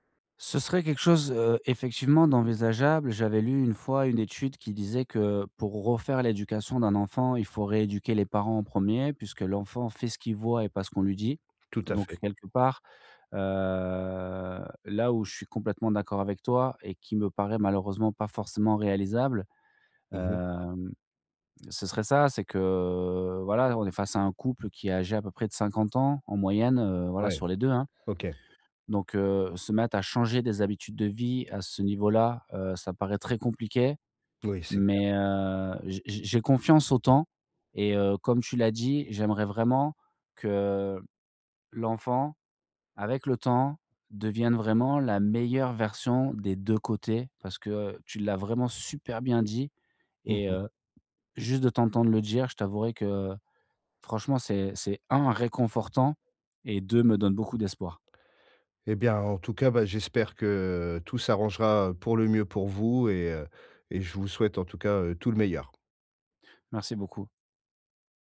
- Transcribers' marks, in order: drawn out: "heu"; drawn out: "que"; stressed: "super"
- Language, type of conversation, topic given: French, advice, Comment régler calmement nos désaccords sur l’éducation de nos enfants ?